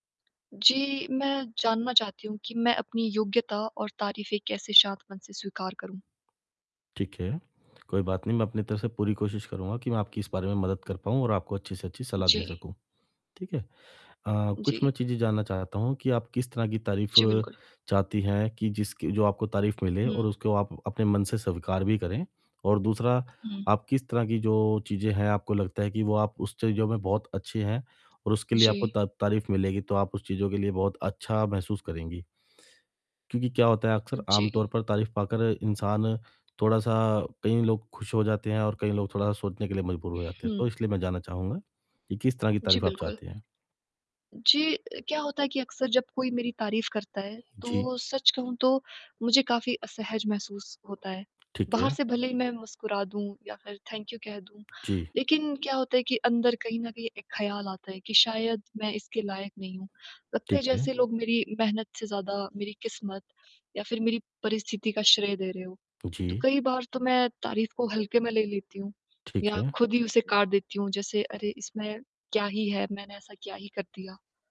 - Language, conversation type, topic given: Hindi, advice, मैं अपनी योग्यता और मिली तारीफों को शांत मन से कैसे स्वीकार करूँ?
- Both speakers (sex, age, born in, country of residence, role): female, 20-24, India, India, user; male, 35-39, India, India, advisor
- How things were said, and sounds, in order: distorted speech; static; in English: "थैंक यू"